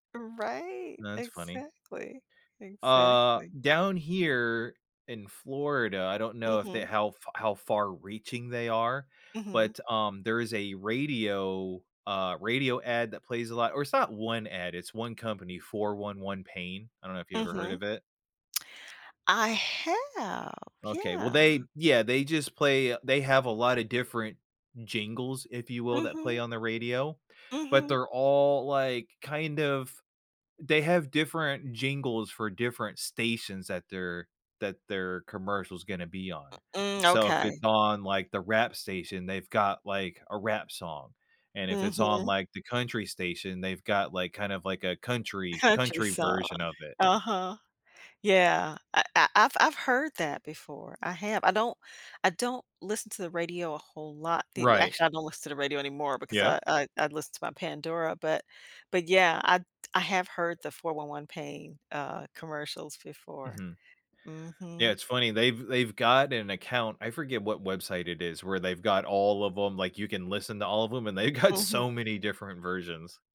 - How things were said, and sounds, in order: tsk; other background noise; tapping; laughing while speaking: "they've got"
- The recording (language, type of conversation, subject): English, unstructured, How should I feel about a song after it's used in media?